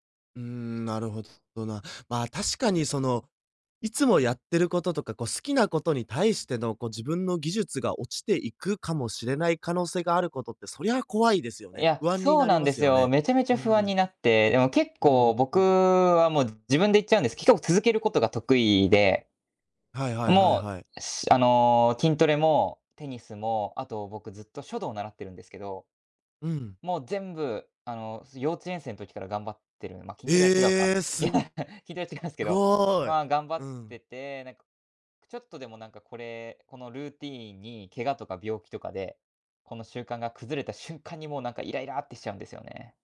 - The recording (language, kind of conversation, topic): Japanese, advice, 病気やけがの影響で元の習慣に戻れないのではないかと不安を感じていますか？
- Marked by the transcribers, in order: laughing while speaking: "いや"